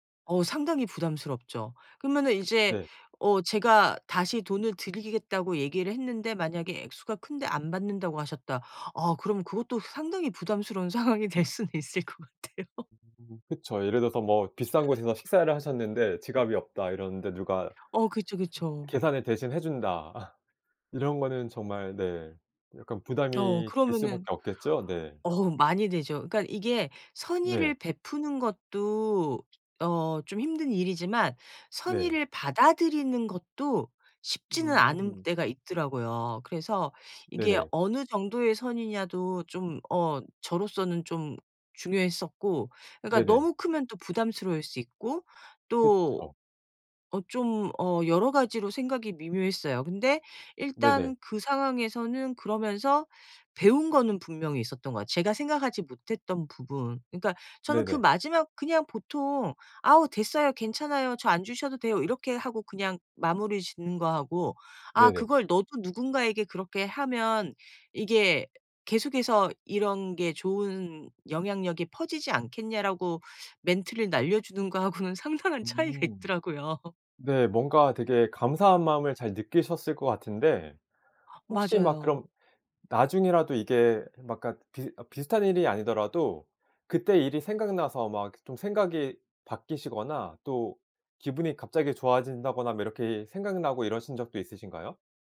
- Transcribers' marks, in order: laughing while speaking: "상황이 될 수는 있을 것 같아요"; laugh; other background noise; laugh; laughing while speaking: "하고는 상당한 차이가 있더라고요"; laugh
- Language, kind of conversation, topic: Korean, podcast, 위기에서 누군가 도와준 일이 있었나요?